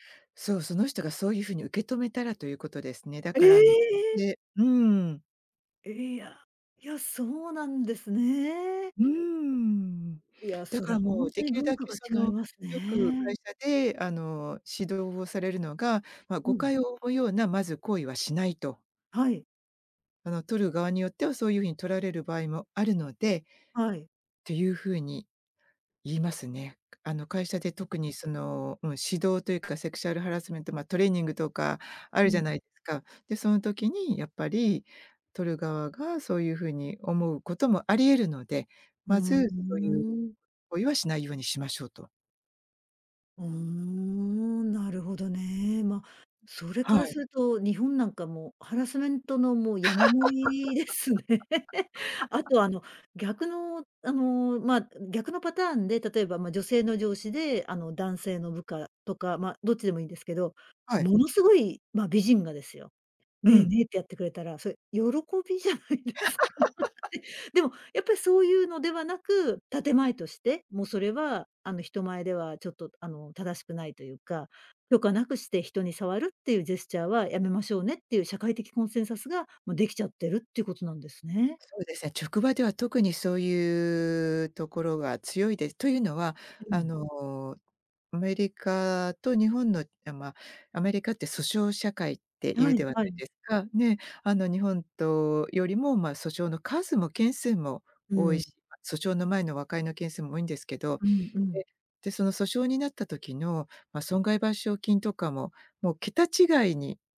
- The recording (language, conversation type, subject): Japanese, podcast, ジェスチャーの意味が文化によって違うと感じたことはありますか？
- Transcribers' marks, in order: tapping; other background noise; laughing while speaking: "ですね"; laugh; laughing while speaking: "喜びじゃないですか。え"; laugh; in English: "コンセンサス"; "職場" said as "ちょくば"